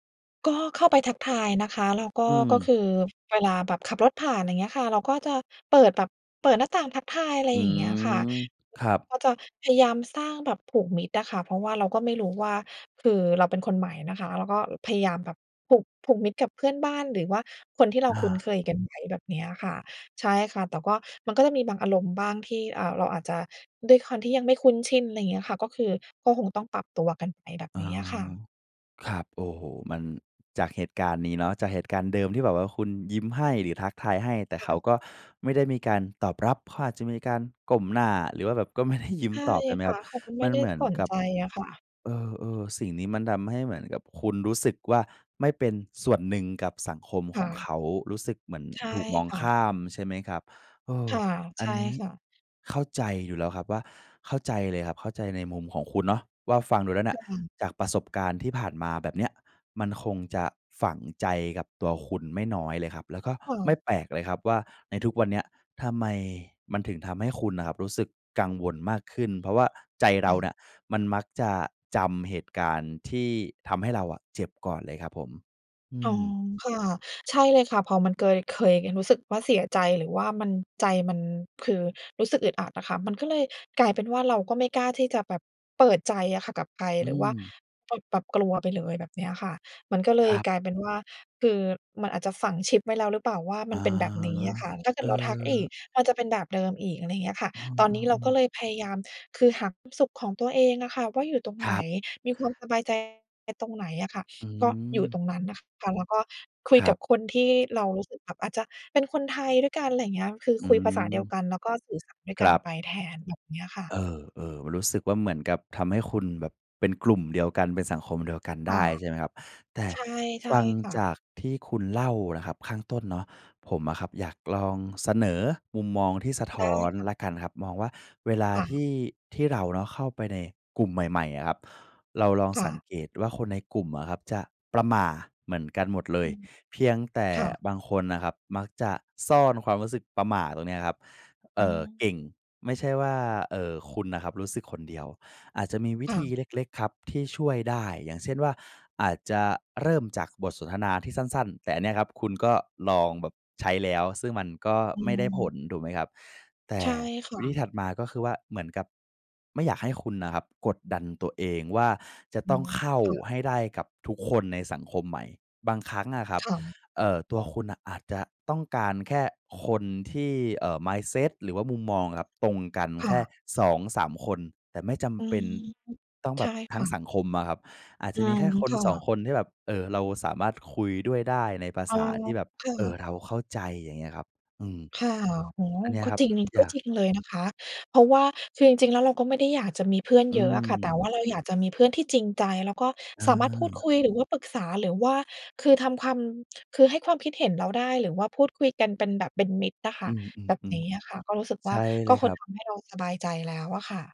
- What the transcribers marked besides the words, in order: other background noise; tapping; laughing while speaking: "ไม่ได้"; "ปุบปับ" said as "เปิดปับ"; other noise
- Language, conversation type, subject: Thai, advice, คุณกังวลเรื่องการเข้ากลุ่มสังคมใหม่และกลัวว่าจะเข้ากับคนอื่นไม่ได้ใช่ไหม?